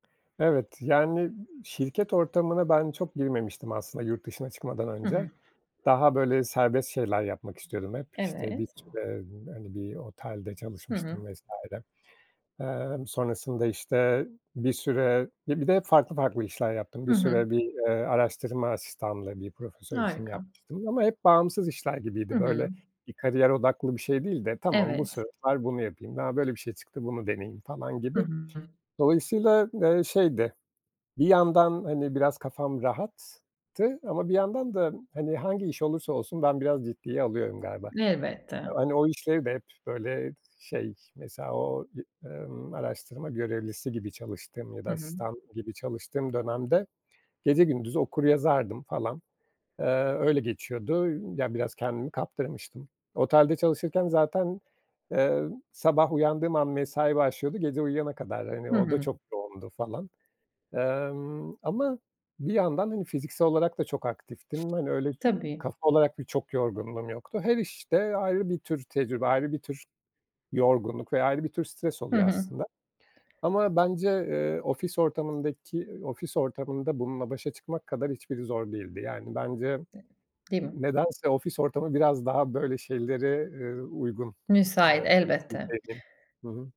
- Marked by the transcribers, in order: other background noise; tapping; other noise; unintelligible speech
- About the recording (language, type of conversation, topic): Turkish, podcast, İş-yaşam dengesini korumak için neler yapıyorsun?